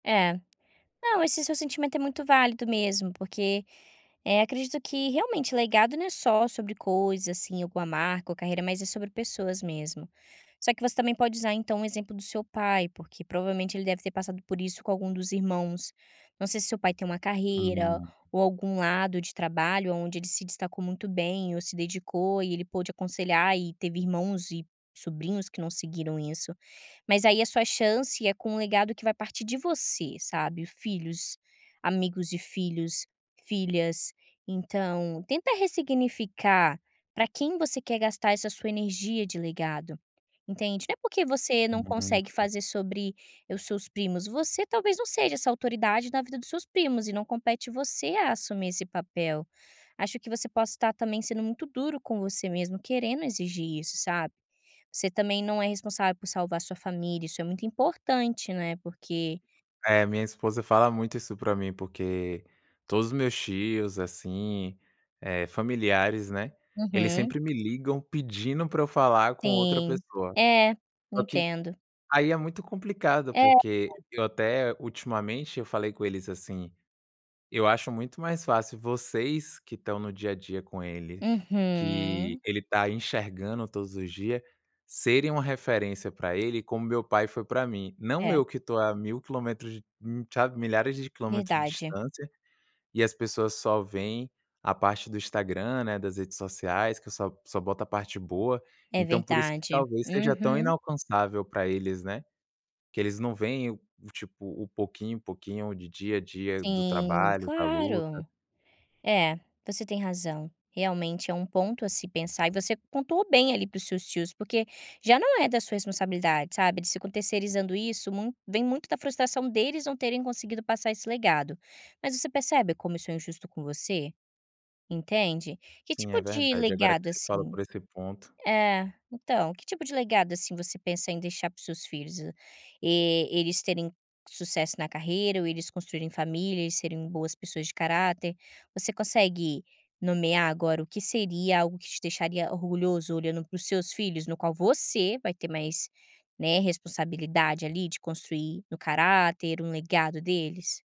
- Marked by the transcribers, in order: tapping; unintelligible speech; drawn out: "Uhum"
- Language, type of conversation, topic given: Portuguese, advice, Como posso começar a deixar um legado se ainda não sei por onde começar?